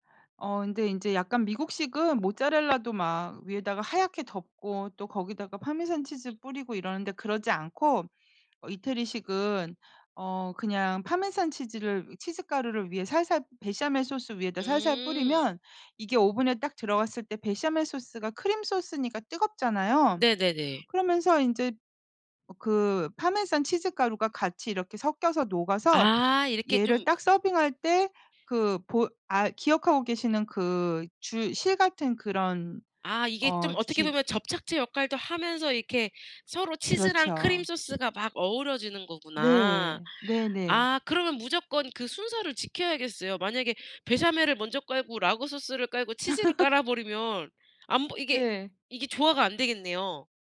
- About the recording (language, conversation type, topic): Korean, podcast, 특별한 날이면 꼭 만드는 음식이 있나요?
- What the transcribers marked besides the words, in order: other background noise; put-on voice: "파마산"; put-on voice: "파마산"; put-on voice: "파마산"; laugh